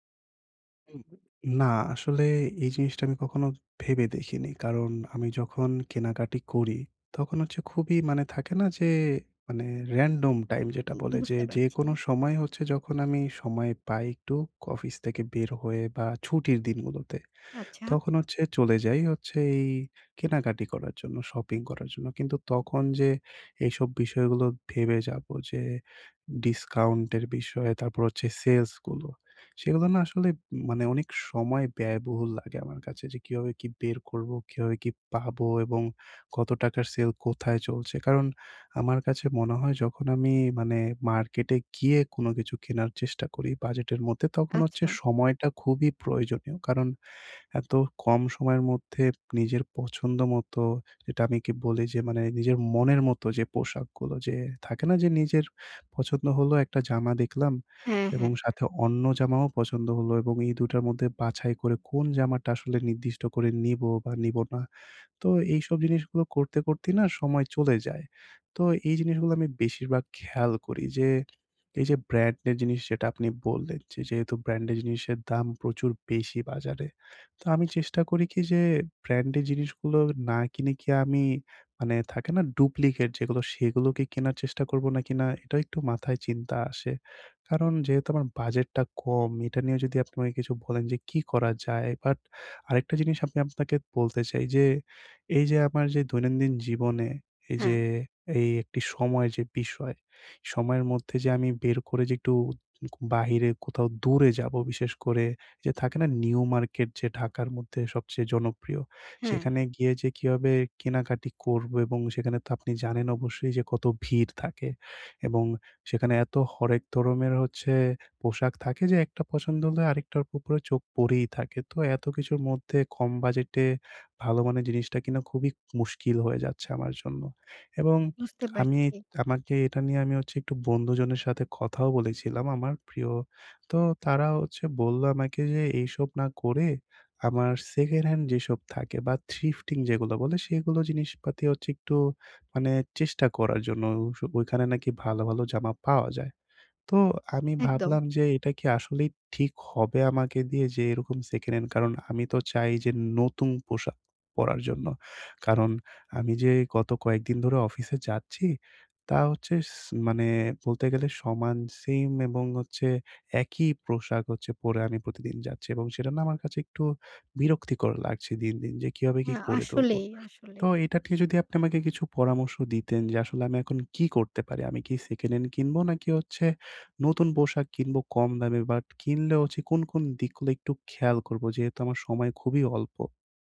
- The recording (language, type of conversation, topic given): Bengali, advice, বাজেটের মধ্যে ভালো মানের পোশাক কোথায় এবং কীভাবে পাব?
- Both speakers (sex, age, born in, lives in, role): female, 25-29, Bangladesh, Bangladesh, advisor; male, 20-24, Bangladesh, Bangladesh, user
- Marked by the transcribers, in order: "কেনাকাটা" said as "কেনাকাটি"; "অফিস" said as "কফিস"; "কেনাকাটা" said as "কেনাকাটি"; "কেনাকাটা" said as "কেনাকাটি"; "ধরনের" said as "ধরমের"